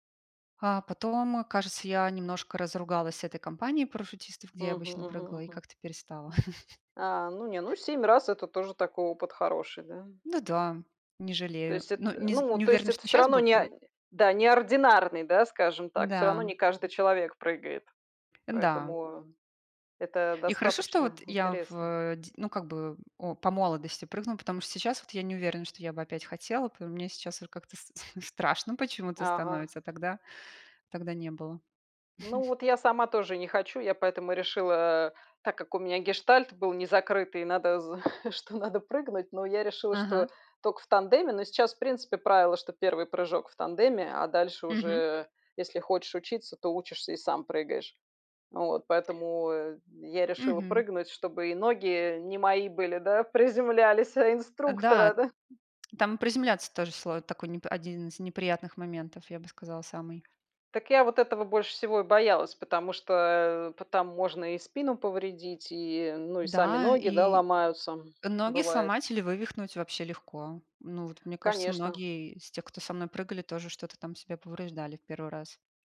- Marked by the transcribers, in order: other background noise; chuckle; tapping; chuckle; chuckle; chuckle; other noise
- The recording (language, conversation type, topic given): Russian, unstructured, Какое значение для тебя имеют фильмы в повседневной жизни?